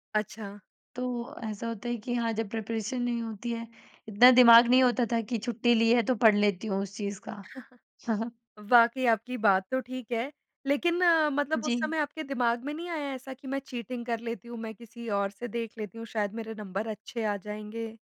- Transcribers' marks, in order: in English: "प्रिपरेशन"; chuckle; in English: "चीटिंग"
- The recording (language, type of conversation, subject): Hindi, podcast, छुट्टी लेने पर अपराधबोध कैसे कम किया जा सकता है?